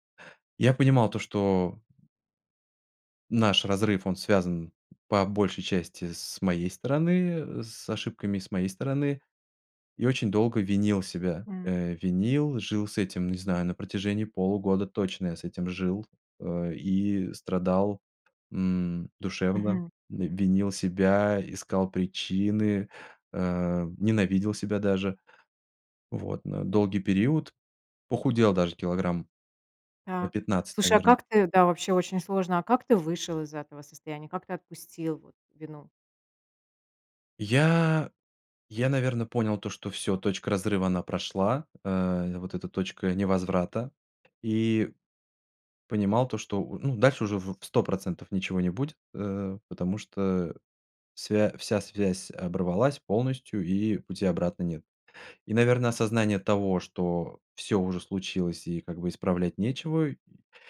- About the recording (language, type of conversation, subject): Russian, podcast, Как ты справляешься с чувством вины или стыда?
- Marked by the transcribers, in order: other background noise; tapping